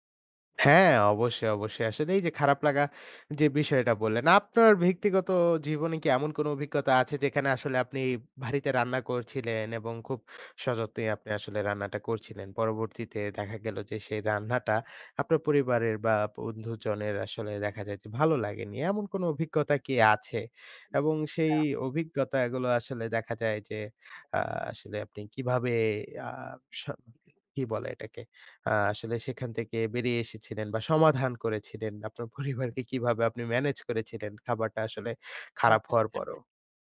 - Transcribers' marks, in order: "ব্যক্তিগত" said as "ভ্যক্তিগত"; tapping; scoff
- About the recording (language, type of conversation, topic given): Bengali, podcast, বাড়ির রান্নার মধ্যে কোন খাবারটি আপনাকে সবচেয়ে বেশি সুখ দেয়?